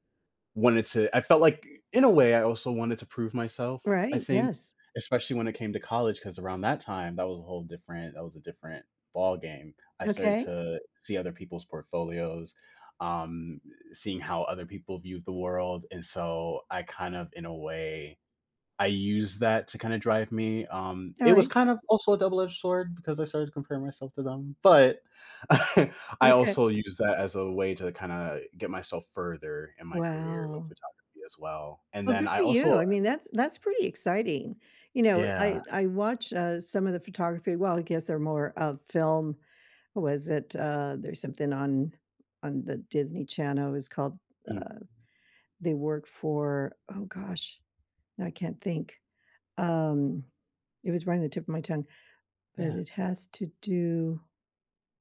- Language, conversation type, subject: English, unstructured, When did you feel proud of who you are?
- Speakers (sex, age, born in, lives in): female, 70-74, United States, United States; male, 25-29, United States, United States
- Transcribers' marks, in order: chuckle